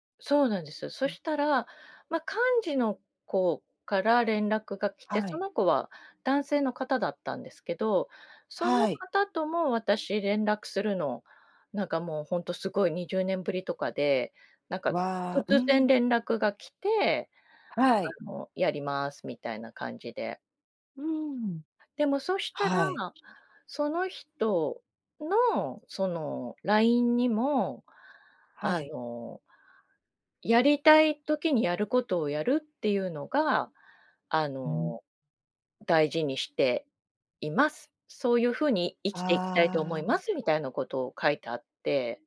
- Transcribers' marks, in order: other background noise; tapping
- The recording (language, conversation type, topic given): Japanese, podcast, 誰かの一言で方向がガラッと変わった経験はありますか？